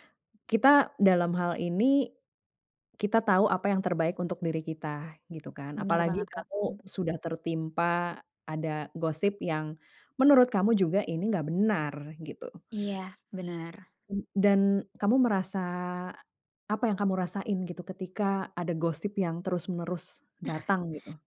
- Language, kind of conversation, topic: Indonesian, advice, Pernahkah Anda mengalami perselisihan akibat gosip atau rumor, dan bagaimana Anda menanganinya?
- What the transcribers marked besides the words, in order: tapping